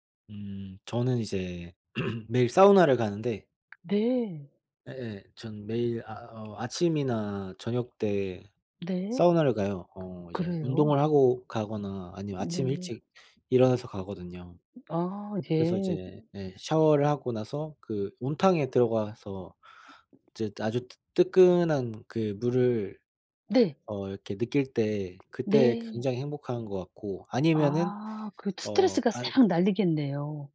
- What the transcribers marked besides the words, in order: throat clearing; tapping; other background noise
- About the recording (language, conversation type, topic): Korean, unstructured, 하루 중 가장 행복한 순간은 언제인가요?